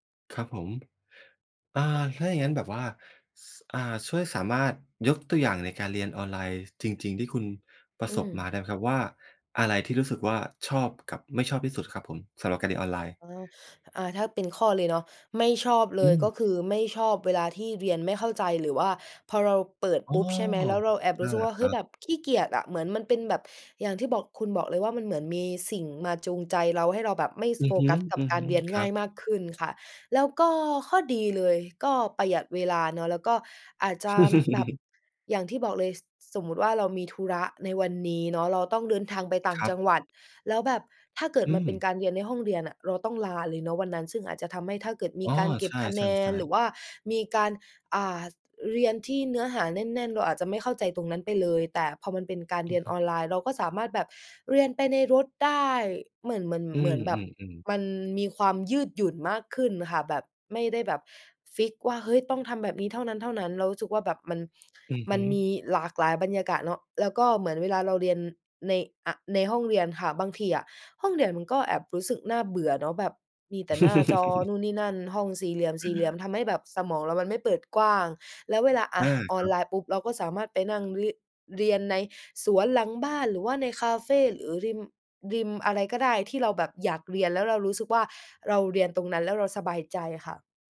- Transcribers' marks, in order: chuckle; chuckle
- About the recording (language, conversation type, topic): Thai, podcast, เรียนออนไลน์กับเรียนในห้องเรียนต่างกันอย่างไรสำหรับคุณ?